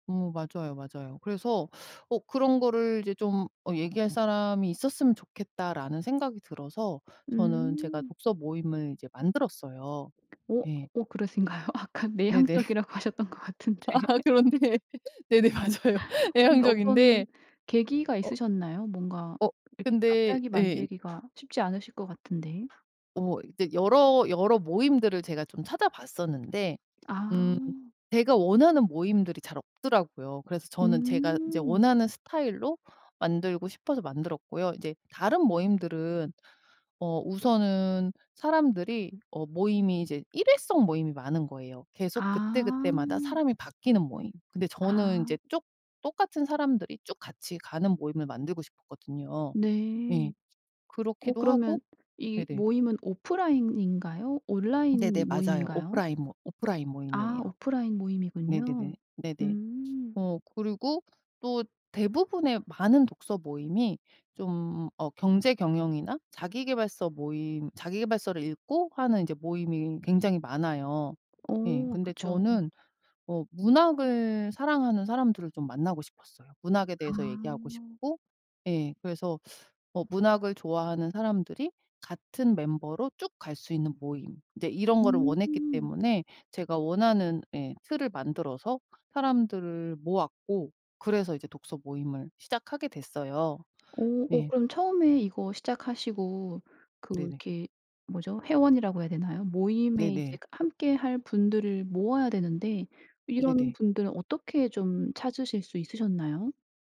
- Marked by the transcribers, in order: other background noise; tapping; laughing while speaking: "그러신가요? 아까 내향적이라고 하셨던 것 같은데"; laugh; laughing while speaking: "그런데 네네 맞아요. 내향적인데"; teeth sucking
- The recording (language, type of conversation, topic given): Korean, podcast, 취미를 통해 새로 만난 사람과의 이야기가 있나요?